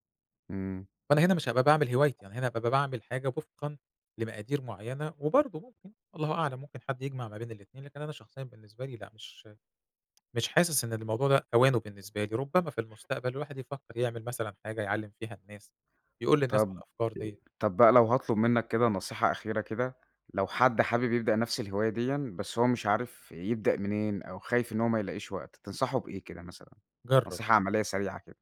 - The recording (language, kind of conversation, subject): Arabic, podcast, إيه هي هوايتك المفضلة وليه؟
- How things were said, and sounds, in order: unintelligible speech; tsk; other background noise